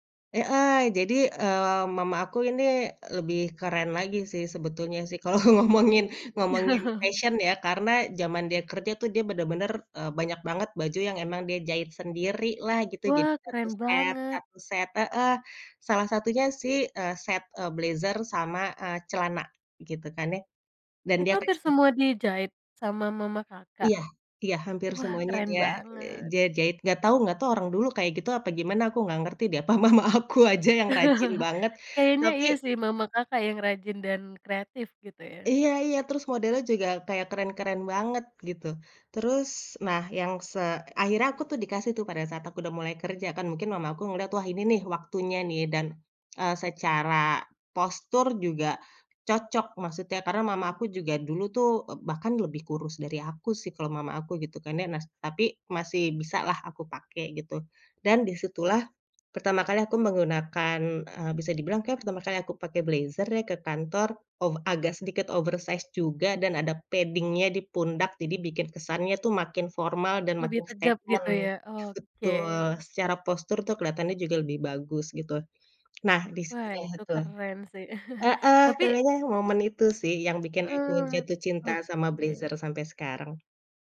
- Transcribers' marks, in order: laughing while speaking: "Kalau ngomongin"; laugh; laughing while speaking: "Apa mama aku aja"; laugh; in English: "oversized"; in English: "padding-nya"; in English: "statement"; unintelligible speech; laugh
- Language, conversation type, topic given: Indonesian, podcast, Gaya pakaian seperti apa yang paling membuatmu merasa percaya diri?